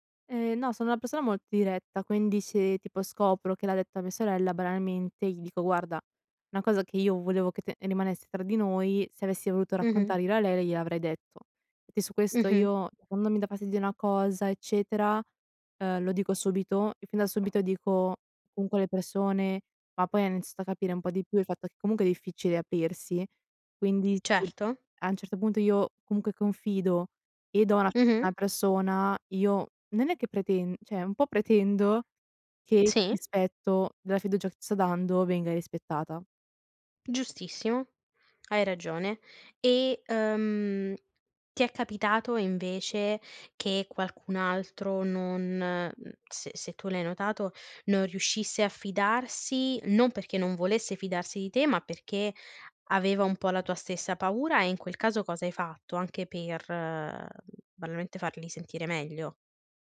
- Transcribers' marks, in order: door; other background noise; unintelligible speech; "cioè" said as "ceh"
- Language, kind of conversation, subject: Italian, podcast, Come si costruisce la fiducia necessaria per parlare apertamente?